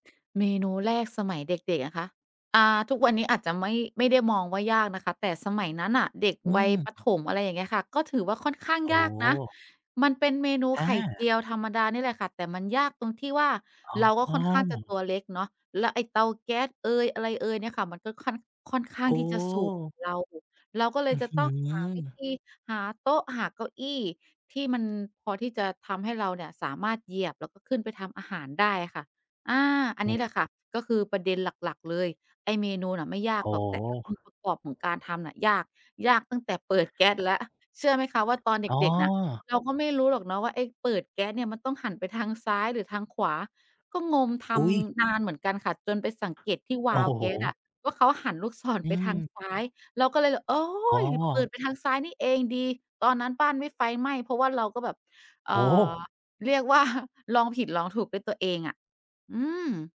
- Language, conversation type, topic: Thai, podcast, มีอาหารบ้านเกิดเมนูไหนที่คุณยังทำกินอยู่แม้ย้ายไปอยู่ไกลแล้วบ้าง?
- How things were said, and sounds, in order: tapping; other noise; laughing while speaking: "โอ้โฮ !"; laughing while speaking: "โอ้ !"; laughing while speaking: "ว่า"